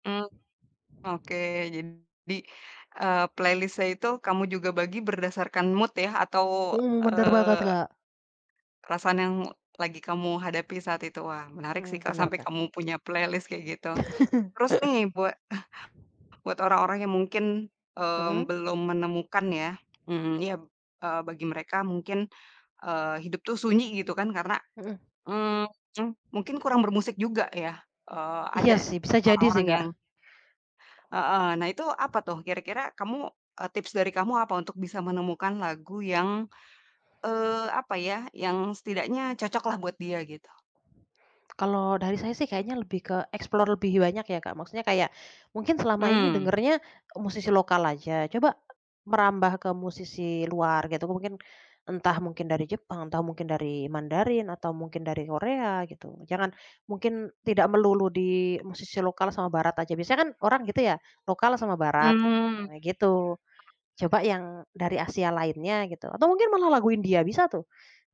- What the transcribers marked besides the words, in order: other background noise; in English: "playlist-nya"; alarm; in English: "mood"; tapping; laugh; in English: "playlist"; in English: "explore"; unintelligible speech
- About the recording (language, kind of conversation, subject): Indonesian, podcast, Mengapa sebuah lagu bisa terasa sangat nyambung dengan perasaanmu?